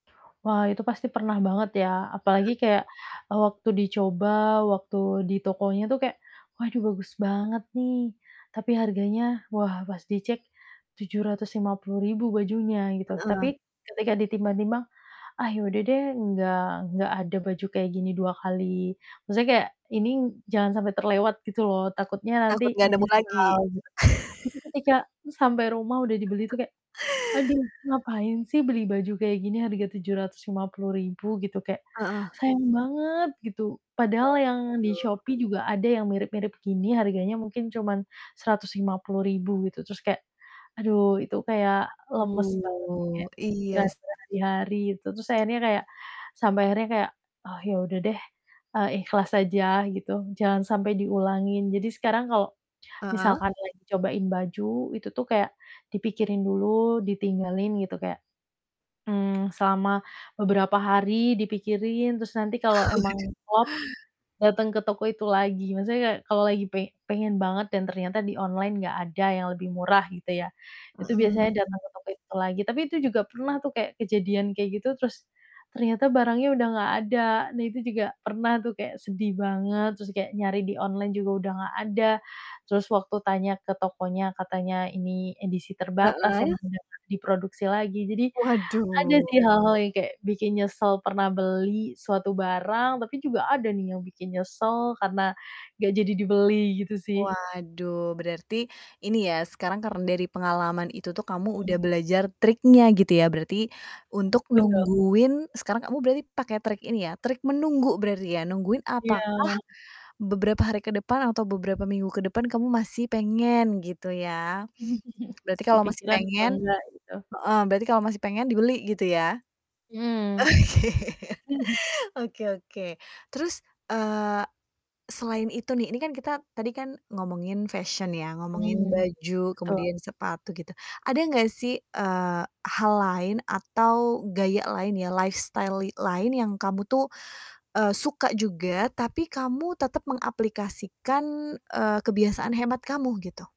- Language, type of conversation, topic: Indonesian, podcast, Bagaimana cara Anda menghemat pengeluaran tetapi tetap tampil bergaya?
- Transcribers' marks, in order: other animal sound; distorted speech; laugh; chuckle; other background noise; unintelligible speech; drawn out: "Betul"; chuckle; chuckle; chuckle; laughing while speaking: "Oke"; laugh; static; in English: "lifestyle"